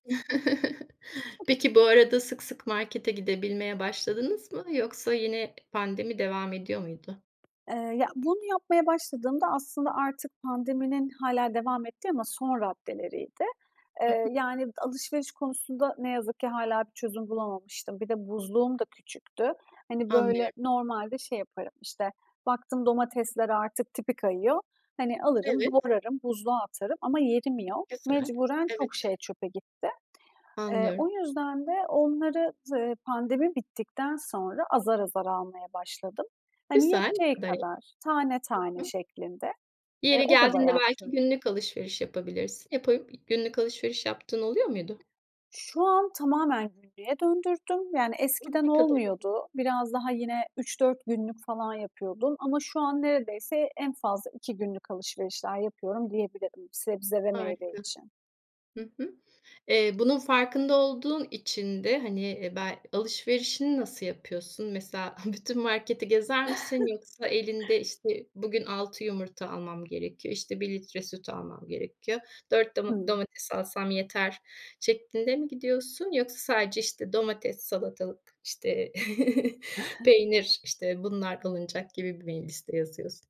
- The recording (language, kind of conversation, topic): Turkish, podcast, Gıda israfını azaltmak için evde neler yapıyorsun?
- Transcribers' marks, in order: chuckle; other background noise; tapping; chuckle; chuckle